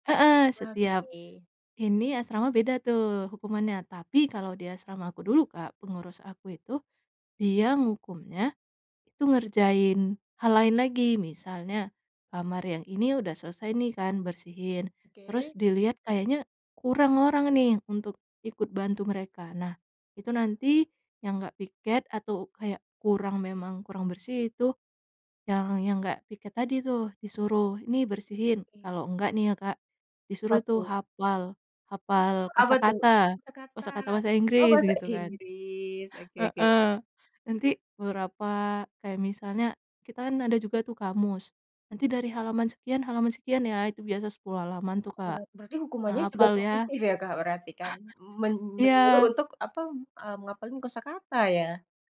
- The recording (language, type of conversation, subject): Indonesian, podcast, Pernahkah Anda ikut gotong royong, dan apa pengalaman serta pelajaran yang Anda dapatkan?
- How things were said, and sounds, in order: tapping; chuckle